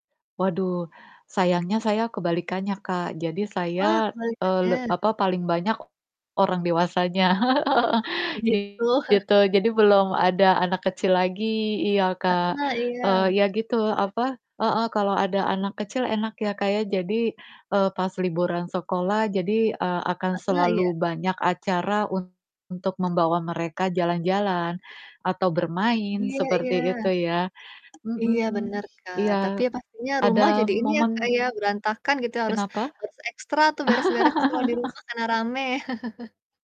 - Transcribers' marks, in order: static; distorted speech; laugh; chuckle; other background noise; laugh; chuckle
- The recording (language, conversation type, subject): Indonesian, unstructured, Bagaimana kamu biasanya menghabiskan waktu bersama keluarga?
- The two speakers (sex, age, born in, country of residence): female, 30-34, Indonesia, Indonesia; female, 40-44, Indonesia, Indonesia